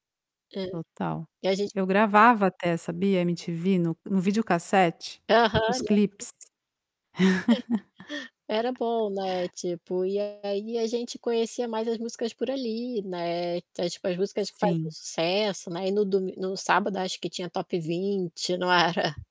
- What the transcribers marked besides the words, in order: static; unintelligible speech; laugh; tapping; distorted speech; laughing while speaking: "era?"
- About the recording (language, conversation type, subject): Portuguese, podcast, Como os gostos musicais mudam com a idade?